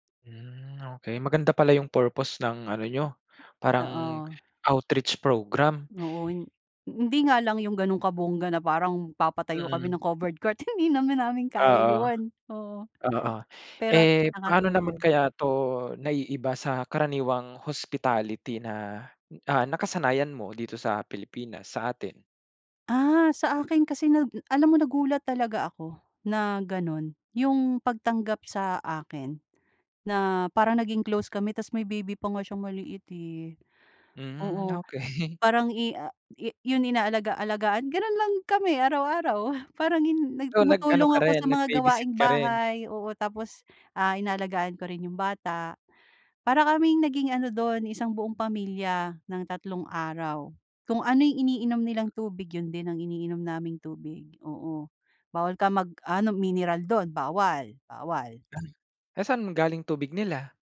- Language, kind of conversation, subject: Filipino, podcast, Ano ang pinaka-nakakagulat na kabutihang-loob na naranasan mo sa ibang lugar?
- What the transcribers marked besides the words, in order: joyful: "hindi naman namin kaya 'yun"; laughing while speaking: "okey"